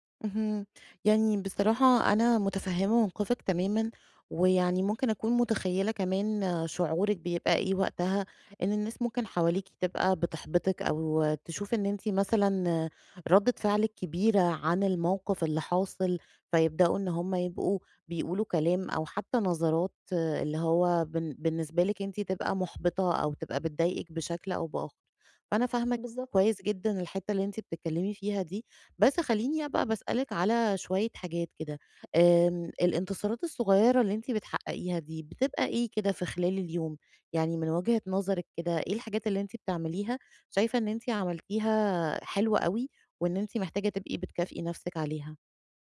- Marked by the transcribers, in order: none
- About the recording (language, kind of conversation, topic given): Arabic, advice, إزاي أكرّم انتصاراتي الصغيرة كل يوم من غير ما أحس إنها تافهة؟